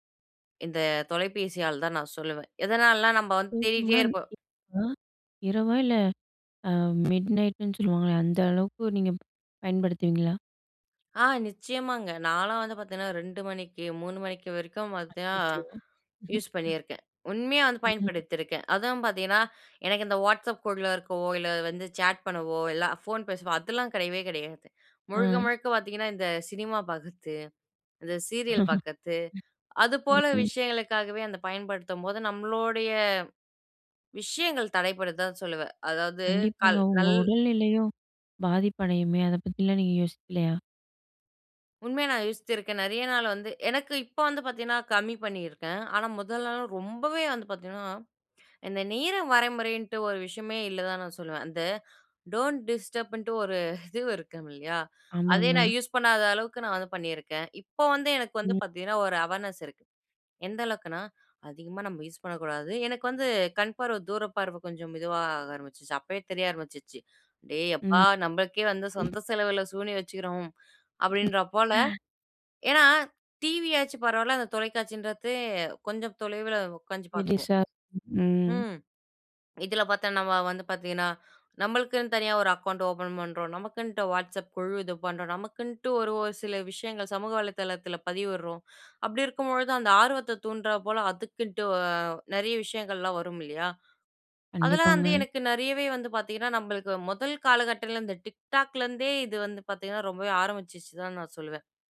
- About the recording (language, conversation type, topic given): Tamil, podcast, பணியும் தனிப்பட்ட வாழ்க்கையும் டிஜிட்டல் வழியாக கலந்துபோகும்போது, நீங்கள் எல்லைகளை எப்படி அமைக்கிறீர்கள்?
- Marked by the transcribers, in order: other background noise; in English: "மிட்நைட்னு"; chuckle; in English: "சாட்"; inhale; chuckle; in English: "டோன்ட் டிஸ்டர்பன்ட்டு"; in English: "அவேர்னஸ்"; "கண்பார்வை" said as "கண்பார்வ"; other noise; sigh; unintelligible speech; "பார்ப்போம்" said as "பாக்வோம்"